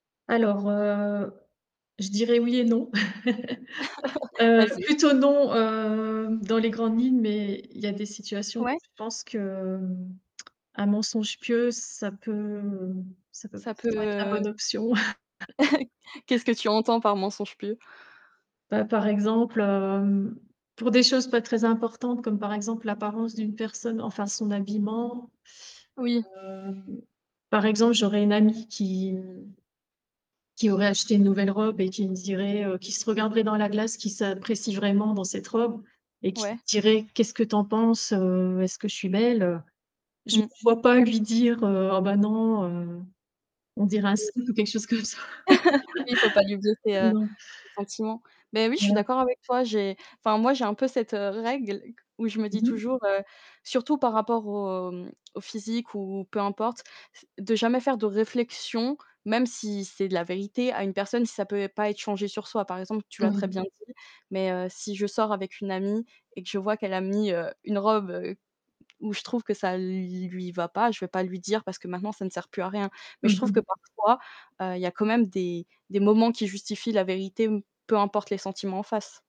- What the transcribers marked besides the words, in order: drawn out: "heu"; chuckle; distorted speech; chuckle; laugh; laugh; chuckle
- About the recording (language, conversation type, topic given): French, unstructured, Penses-tu que tout le monde devrait toujours dire la vérité ?